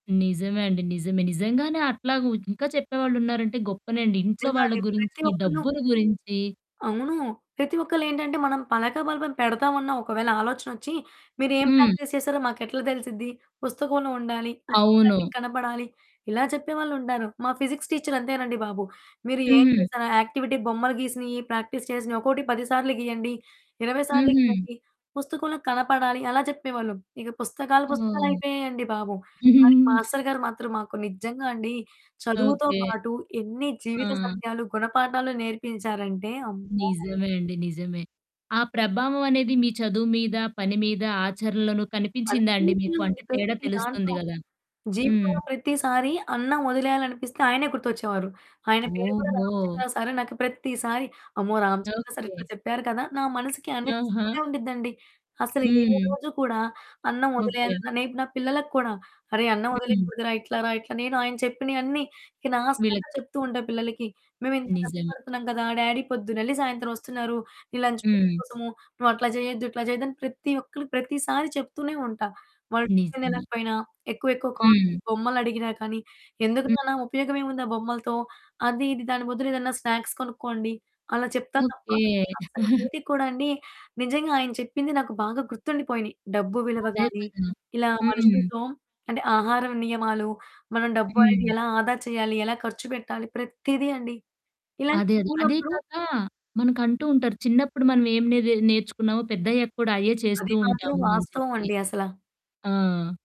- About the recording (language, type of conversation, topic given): Telugu, podcast, మీ స్కూల్ లేదా కాలేజీలో కలిసిన ఏదైనా గురువు మీపై దీర్ఘకాల ప్రభావం చూపారా?
- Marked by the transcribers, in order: static; distorted speech; in English: "ప్రాక్టీస్"; in English: "ఫిజిక్స్ టీచర్"; in English: "యాక్టివిటీ"; in English: "ప్రాక్టీస్"; giggle; in English: "లాస్ట్"; in English: "డ్యాడీ"; in English: "లంచ్ బాక్స్"; in English: "టిఫిన్"; in English: "కాస్ట్‌లీ"; in English: "స్నాక్స్"; giggle